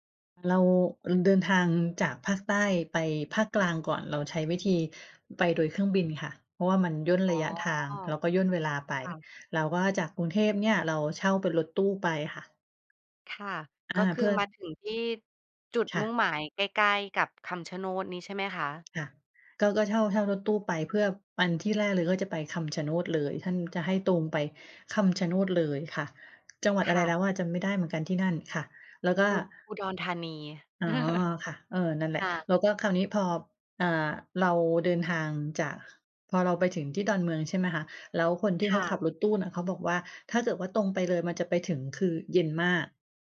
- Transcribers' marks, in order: tapping; chuckle
- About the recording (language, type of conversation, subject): Thai, podcast, มีสถานที่ไหนที่มีความหมายทางจิตวิญญาณสำหรับคุณไหม?